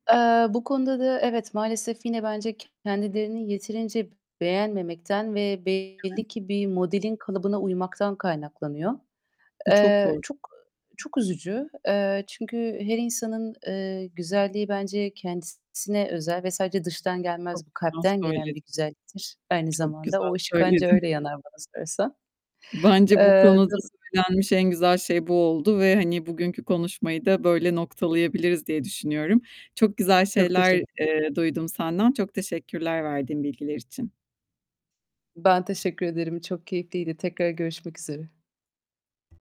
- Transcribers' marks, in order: tapping; distorted speech; other background noise; static
- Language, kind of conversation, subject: Turkish, podcast, Kendine güvenini yeniden kazanmanın yolları nelerdir?